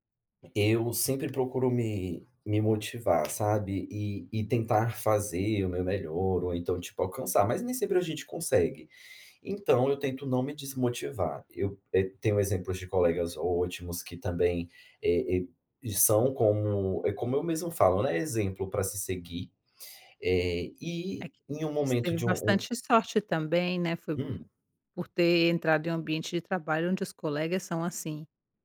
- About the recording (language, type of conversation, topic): Portuguese, podcast, Quais pequenas vitórias te dão força no dia a dia?
- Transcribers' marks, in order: tapping